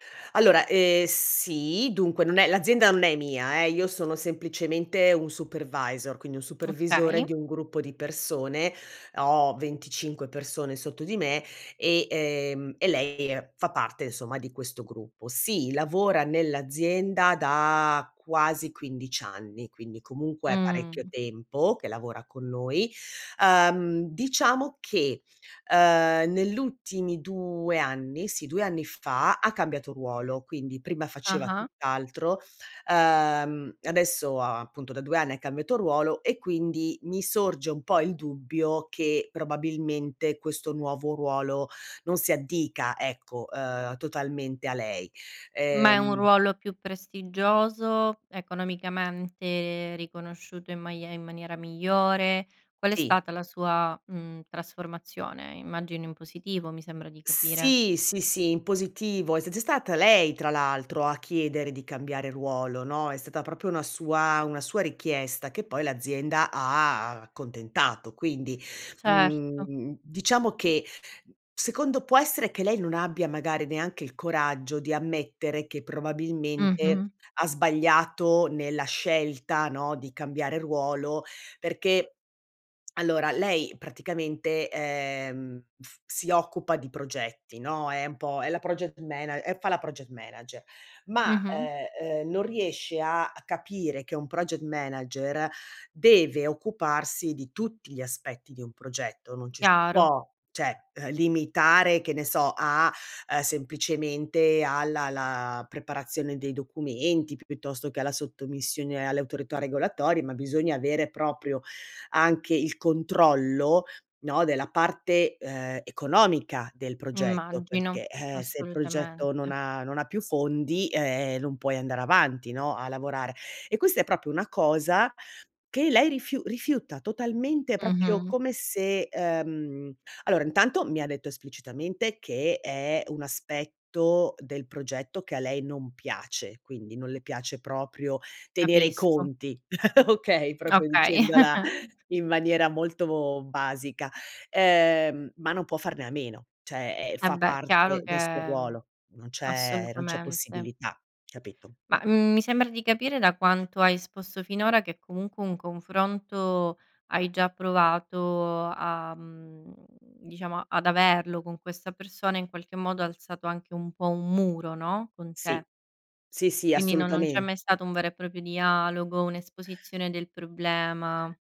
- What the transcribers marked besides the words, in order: in English: "supervisor"; "proprio" said as "propio"; other background noise; lip trill; "cioè" said as "ceh"; "proprio" said as "propio"; tapping; "proprio" said as "propio"; "proprio" said as "propio"; "allora" said as "alora"; laugh; "proprio" said as "propio"; chuckle; "cioè" said as "ceh"; "proprio" said as "propio"
- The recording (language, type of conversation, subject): Italian, advice, Come posso gestire o, se necessario, licenziare un dipendente problematico?